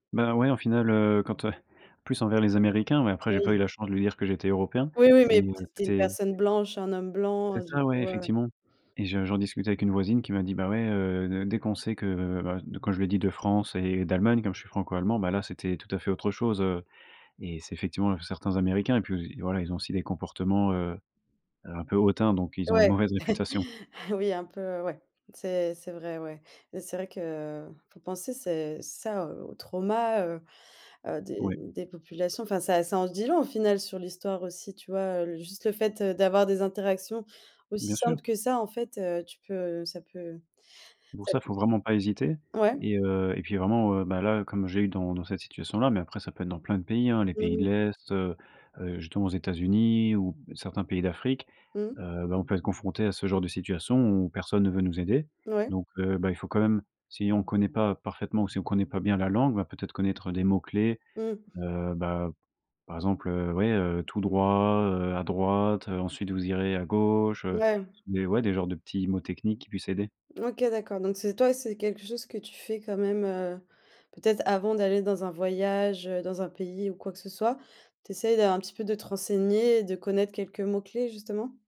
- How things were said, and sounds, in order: chuckle; stressed: "avant"
- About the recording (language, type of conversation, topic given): French, podcast, Comment demandes-tu ton chemin dans un pays étranger ?
- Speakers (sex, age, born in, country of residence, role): female, 25-29, France, Germany, host; male, 25-29, France, France, guest